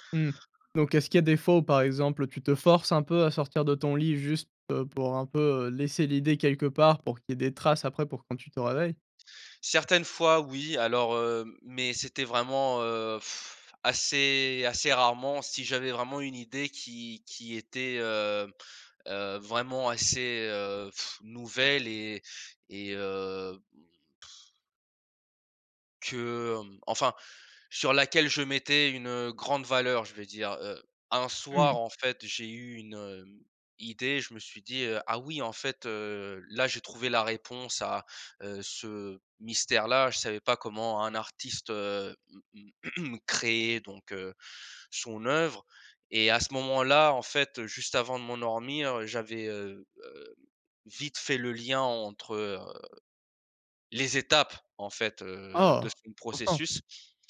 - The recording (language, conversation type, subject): French, podcast, Comment trouves-tu l’inspiration pour créer quelque chose de nouveau ?
- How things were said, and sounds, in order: blowing; blowing; throat clearing; stressed: "étapes"